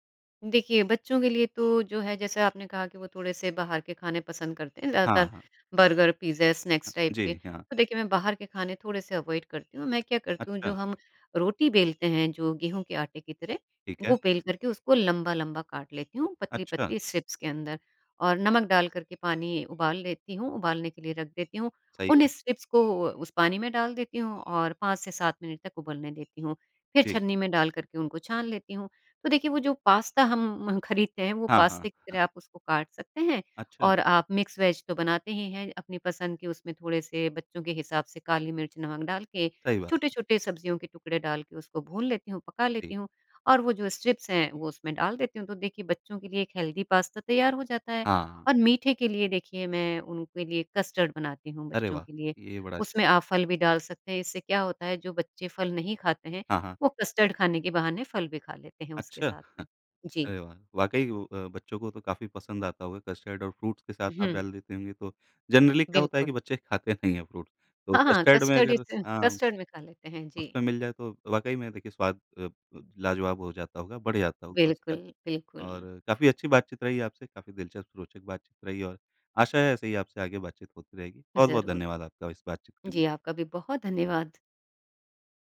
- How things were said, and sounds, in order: in English: "टाइप"; in English: "अवॉइड"; in English: "स्ट्रिप्स"; in English: "स्ट्रिप्स"; in English: "मिक्स वेज़"; in English: "स्ट्रिप्स"; in English: "हेल्दी"; chuckle; in English: "फ्रूट्स"; in English: "जनरली"; laughing while speaking: "नहीं"; in English: "फ्रूट"
- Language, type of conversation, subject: Hindi, podcast, खाना जल्दी बनाने के आसान सुझाव क्या हैं?